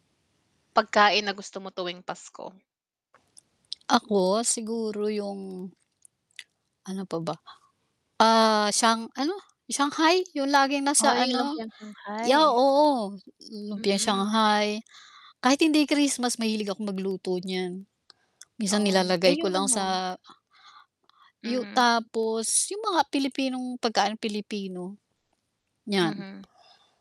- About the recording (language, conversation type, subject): Filipino, unstructured, Paano mo ipinagdiriwang ang Pasko kasama ang pamilya mo?
- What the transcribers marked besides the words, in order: static; distorted speech; background speech; tapping